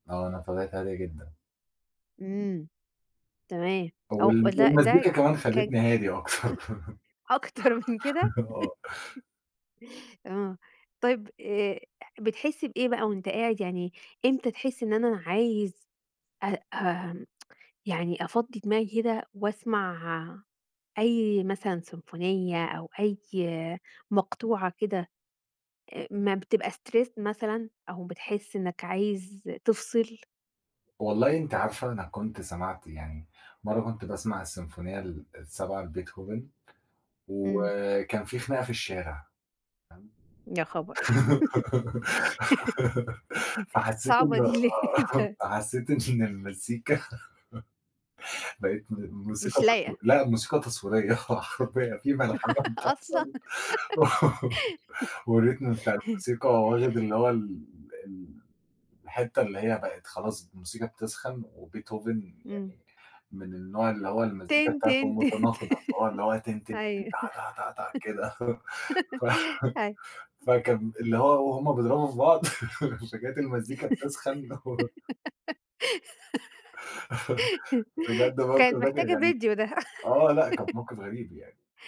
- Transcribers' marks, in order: chuckle; laughing while speaking: "أكتر من كده؟"; laughing while speaking: "أكتر"; laugh; chuckle; tsk; in English: "stressed"; tapping; unintelligible speech; laugh; laughing while speaking: "آه، فحسيت إن المزيكا بقِت … واخد اللي هو"; laugh; chuckle; unintelligible speech; in English: "والrhythm"; laugh; laughing while speaking: "أصلًا"; laugh; laugh; laughing while speaking: "تن، تن"; chuckle; laughing while speaking: "ف"; laugh; laughing while speaking: "فكانت المزيكا بتسخن"; chuckle; unintelligible speech; chuckle; chuckle
- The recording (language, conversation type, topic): Arabic, podcast, إيه نوع الموسيقى أو أغنية بتحس إنها بتمثّلك بجد؟